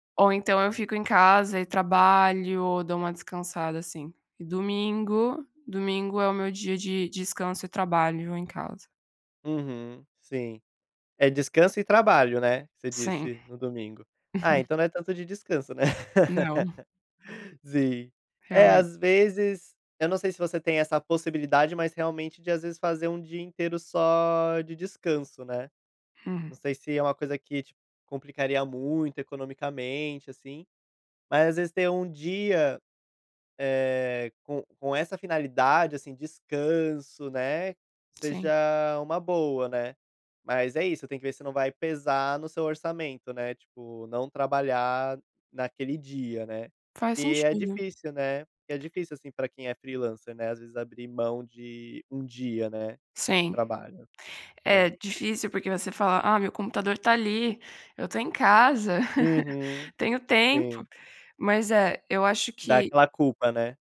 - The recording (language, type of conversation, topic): Portuguese, advice, Como posso manter uma vida social ativa sem sacrificar o meu tempo pessoal?
- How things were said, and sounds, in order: chuckle; chuckle; laugh; tapping; other background noise; chuckle